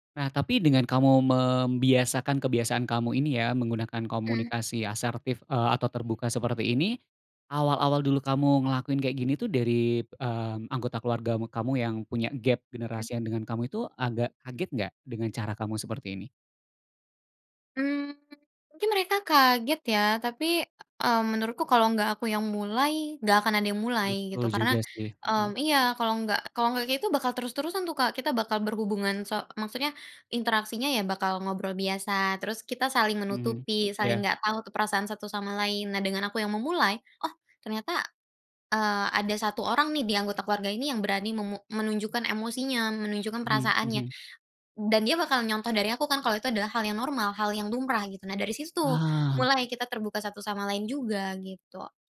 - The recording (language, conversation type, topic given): Indonesian, podcast, Bagaimana cara membangun jembatan antargenerasi dalam keluarga?
- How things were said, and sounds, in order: other background noise